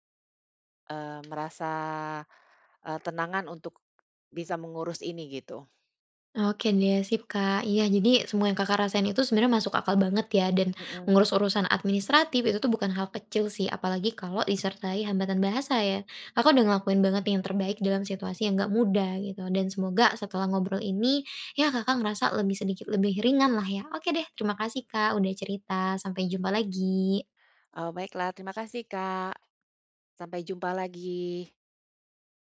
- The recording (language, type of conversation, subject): Indonesian, advice, Apa saja masalah administrasi dan dokumen kepindahan yang membuat Anda bingung?
- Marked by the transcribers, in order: tapping